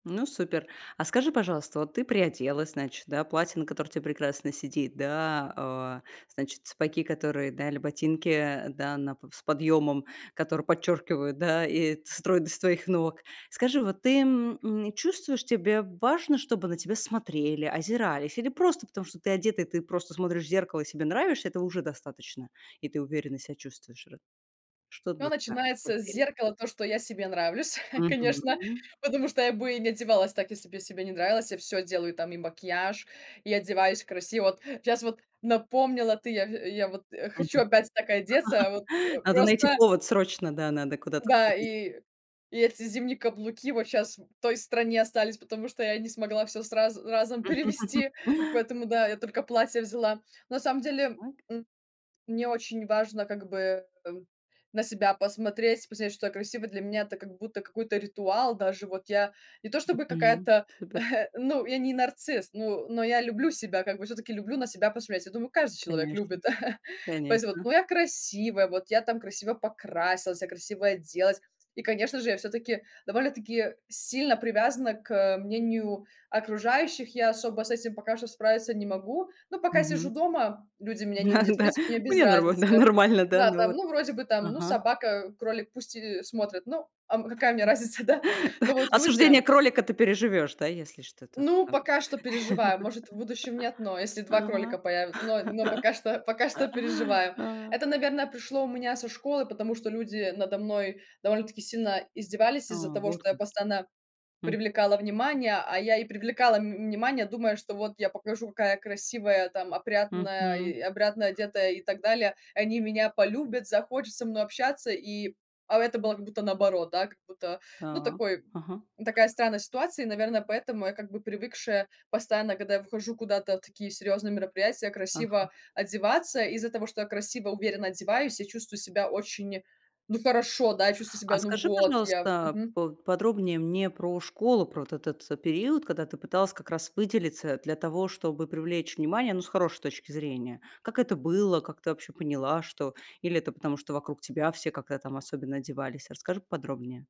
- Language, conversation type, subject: Russian, podcast, Как одежда влияет на твою уверенность?
- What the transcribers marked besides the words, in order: unintelligible speech; chuckle; laugh; laugh; chuckle; chuckle; laughing while speaking: "А, да. Мне нормально нормально, да, ну вот"; other noise; laugh; laugh; "захотят" said as "захочат"; other background noise